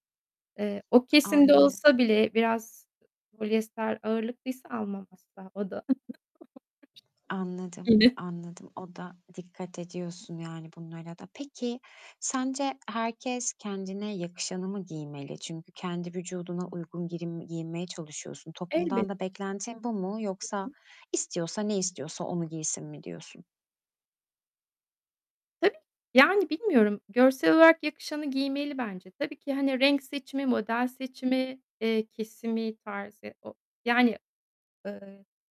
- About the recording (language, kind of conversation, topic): Turkish, podcast, Kıyafetler sence ruh halini nasıl etkiliyor?
- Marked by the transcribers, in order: tapping; other background noise; unintelligible speech; static; other noise; distorted speech